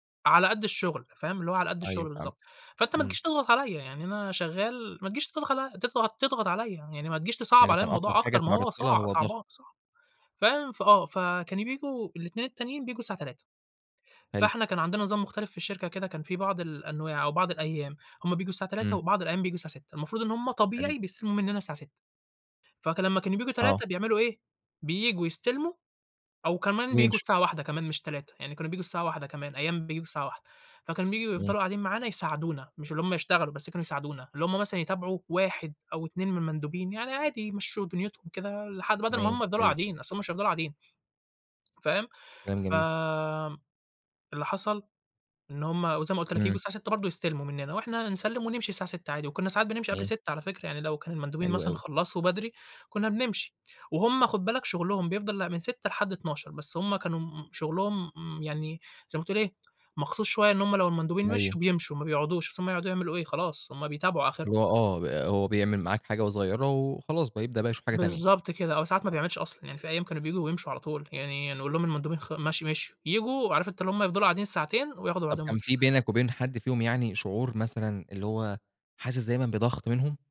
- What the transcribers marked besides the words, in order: none
- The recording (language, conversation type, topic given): Arabic, podcast, إيه أصعب تحدّي قابلَك في الشغل؟